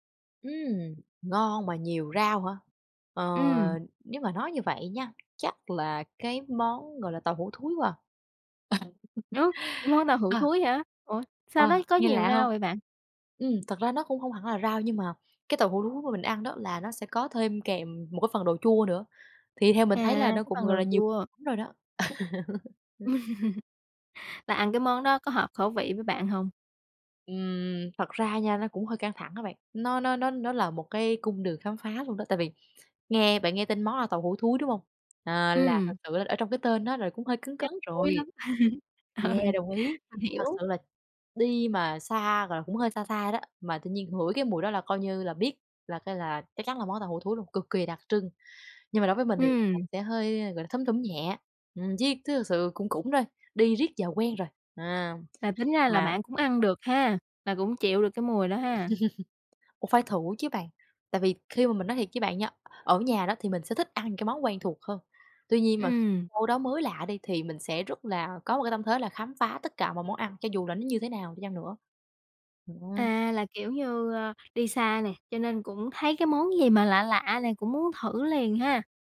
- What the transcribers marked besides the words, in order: tapping; laughing while speaking: "Ờ"; laugh; laugh; other background noise; laugh; laughing while speaking: "Ừ"; tsk; laugh
- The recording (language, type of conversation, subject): Vietnamese, podcast, Bạn thay đổi thói quen ăn uống thế nào khi đi xa?